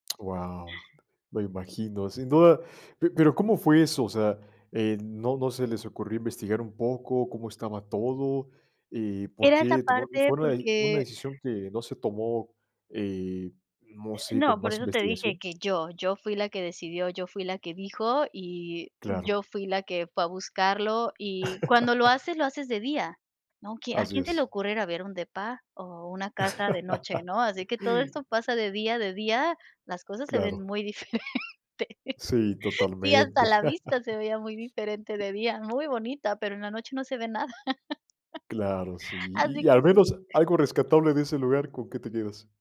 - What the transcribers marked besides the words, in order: other background noise; laugh; laugh; laughing while speaking: "diferente"; laugh; tapping; laugh; laughing while speaking: "Así que sí"
- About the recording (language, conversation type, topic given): Spanish, podcast, ¿Puedes contarme sobre una decisión que no salió como esperabas?